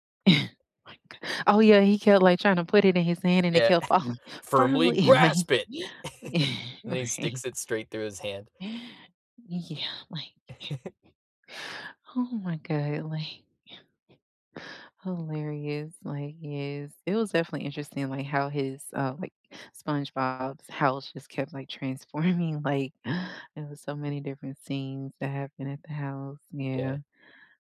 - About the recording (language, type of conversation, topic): English, unstructured, Which childhood cartoons still make you laugh today, and what moments or characters keep them so funny?
- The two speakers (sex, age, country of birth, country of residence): female, 35-39, United States, United States; male, 25-29, United States, United States
- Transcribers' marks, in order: chuckle; chuckle; put-on voice: "Firmly grasp it"; chuckle; laughing while speaking: "Firmly, like yeah, right"; laughing while speaking: "Yeah, like, oh my golly"; chuckle